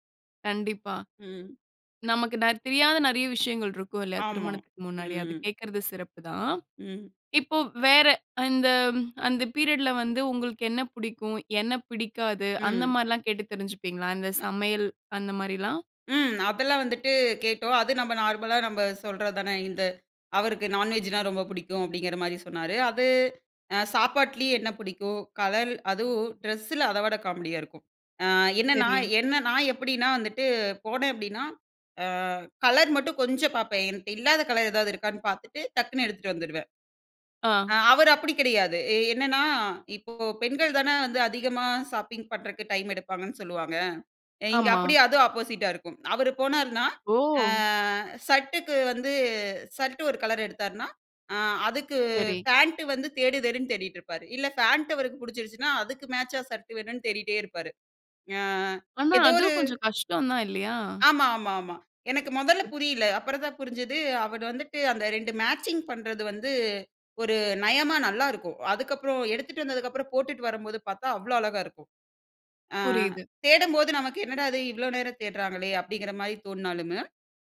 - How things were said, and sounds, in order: in English: "பீரியட்"; in English: "நார்மலா"; in English: "நான்வெஜ்ஜுனா"; in English: "ஷாப்பிங்"; in English: "ஆப்போசிட்டா"; drawn out: "ஆ"; in English: "மேட்சா"
- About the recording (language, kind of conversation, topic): Tamil, podcast, திருமணத்திற்கு முன் பேசிக்கொள்ள வேண்டியவை என்ன?